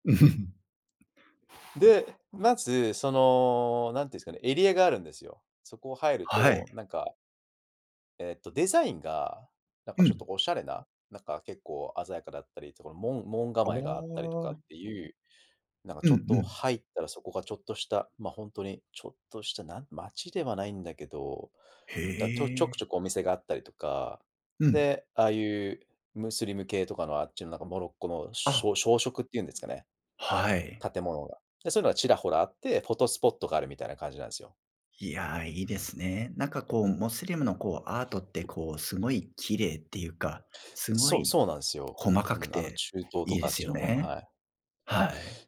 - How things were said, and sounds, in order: chuckle; tapping
- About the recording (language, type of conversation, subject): Japanese, podcast, 海外で出会った人の中で、いちばん印象に残っているのは誰ですか？